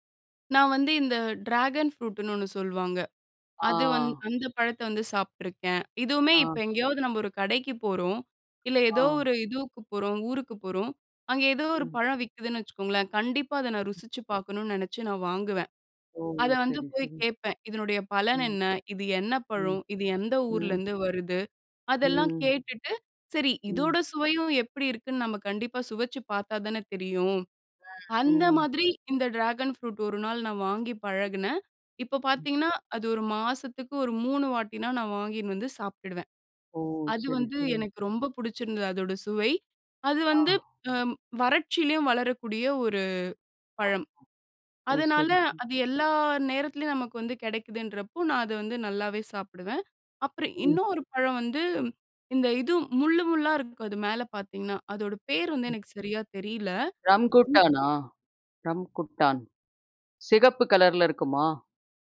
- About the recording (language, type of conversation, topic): Tamil, podcast, உங்கள் உடல்நலத்தை மேம்படுத்த தினமும் நீங்கள் பின்பற்றும் பழக்கங்கள் என்ன?
- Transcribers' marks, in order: in English: "டிராகன் ஃப்ரூட்டுன்னு"; in English: "டிராகன் ஃப்ரூட்"; unintelligible speech